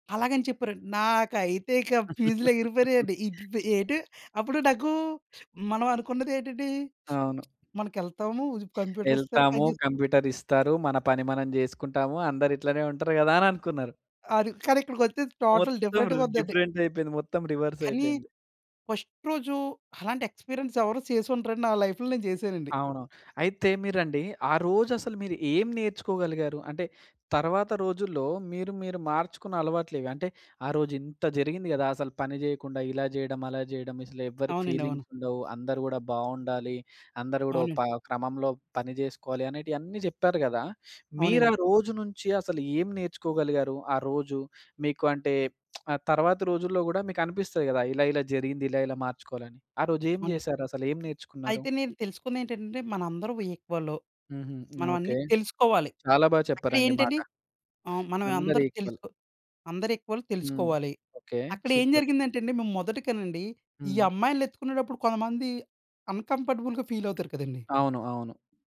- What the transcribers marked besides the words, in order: giggle; other background noise; unintelligible speech; in English: "టోటల్"; in English: "రివర్స్"; in English: "ఫస్ట్"; in English: "ఎక్స్పీరియన్స్"; in English: "లైఫ్‌లో"; in English: "ఫీలింగ్స్"; lip smack; in English: "ఈక్వల్"; in English: "సూపర్"; in English: "అన్‌కంఫర్టబుల్‌గా"; tapping
- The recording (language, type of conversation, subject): Telugu, podcast, మీరు మొదటి ఉద్యోగానికి వెళ్లిన రోజు ఎలా గడిచింది?